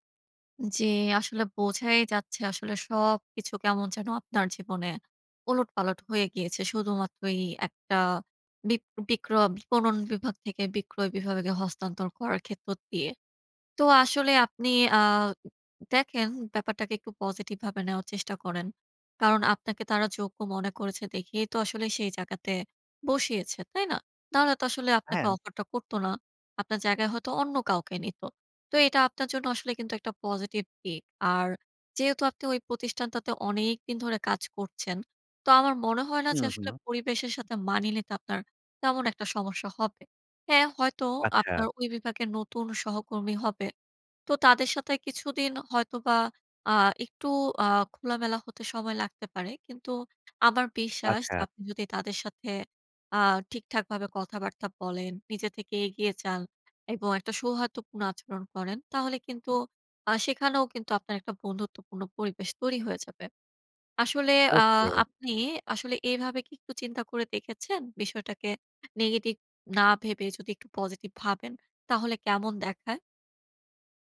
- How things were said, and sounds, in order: none
- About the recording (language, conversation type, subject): Bengali, advice, নতুন পরিবর্তনের সাথে মানিয়ে নিতে না পারলে মানসিক শান্তি ধরে রাখতে আমি কীভাবে স্বযত্ন করব?